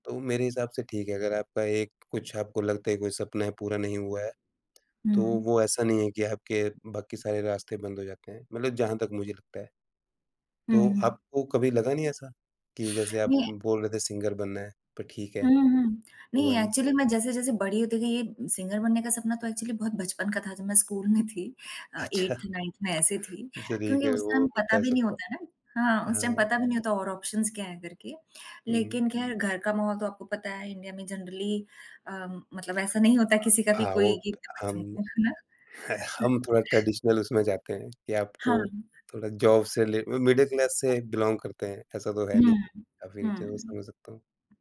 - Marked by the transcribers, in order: tapping; in English: "सिंगर"; in English: "एक्चुअली"; in English: "सिंगर"; in English: "एक्चुअली"; laughing while speaking: "अच्छा!"; laughing while speaking: "में थी"; in English: "टाइम"; in English: "टाइम"; in English: "ऑप्शन्स"; lip smack; in English: "जनरली"; chuckle; in English: "ट्रेडिशनल"; unintelligible speech; other noise; in English: "जॉब"; in English: "म मिडल क्लास"; in English: "बिलॉन्ग"
- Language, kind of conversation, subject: Hindi, unstructured, जब आपके भविष्य के सपने पूरे नहीं होते हैं, तो आपको कैसा महसूस होता है?